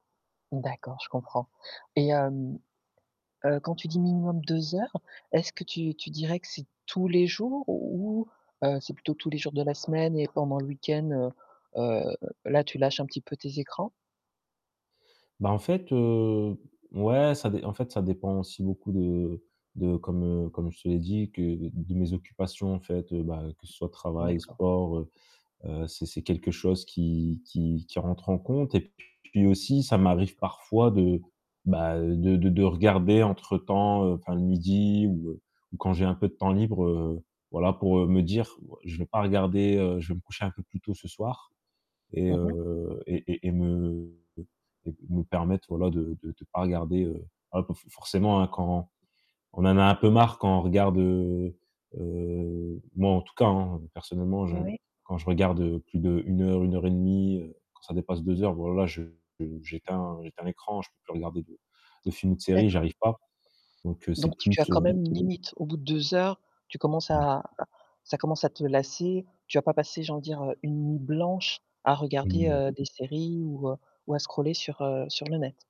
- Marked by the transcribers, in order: static; tapping; distorted speech
- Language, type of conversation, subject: French, advice, Comment décririez-vous votre dépendance aux écrans ou au café avant le coucher ?